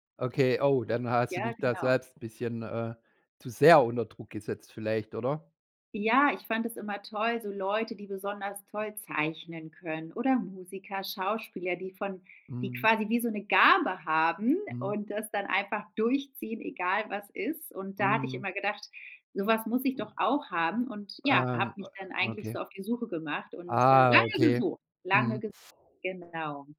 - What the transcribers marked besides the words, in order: stressed: "sehr"; drawn out: "Ah"; other background noise
- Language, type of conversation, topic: German, podcast, Wie findest du eine Arbeit, die dich erfüllt?
- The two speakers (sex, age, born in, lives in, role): female, 35-39, Germany, Spain, guest; male, 45-49, Germany, Germany, host